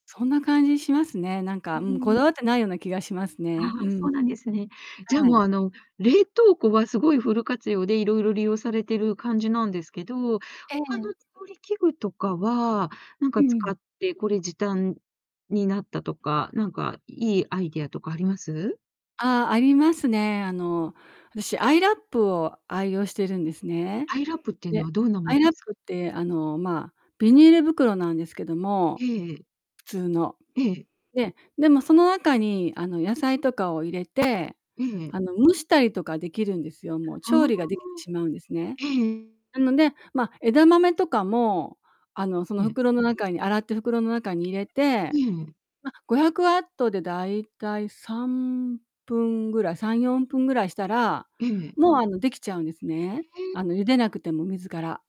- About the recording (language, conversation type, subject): Japanese, podcast, 時短で料理を作るために、どんな工夫をしていますか?
- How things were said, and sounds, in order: distorted speech; tapping; other background noise